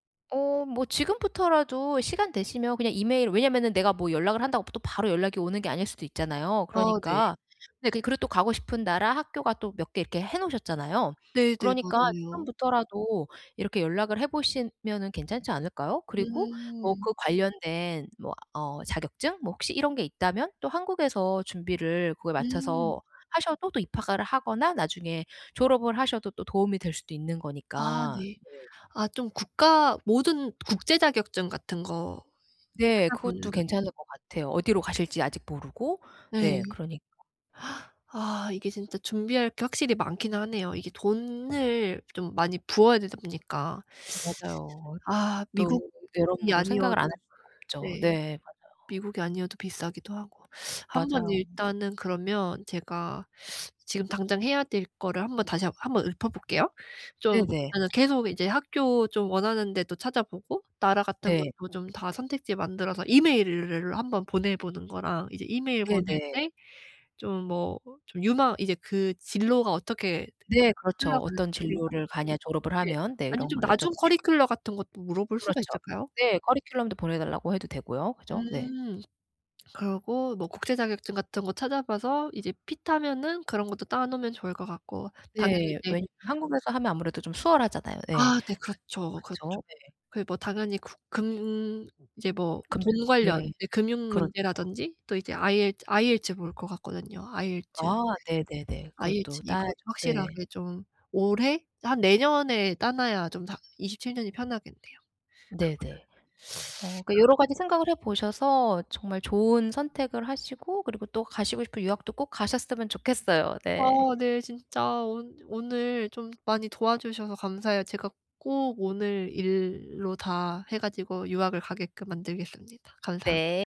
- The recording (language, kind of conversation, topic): Korean, advice, 중요한 인생 선택을 할 때 기회비용과 후회를 어떻게 최소화할 수 있을까요?
- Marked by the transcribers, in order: tapping; other background noise; gasp; teeth sucking; unintelligible speech; "커리큘럼" said as "커리큘러"; in English: "핏하면은"; unintelligible speech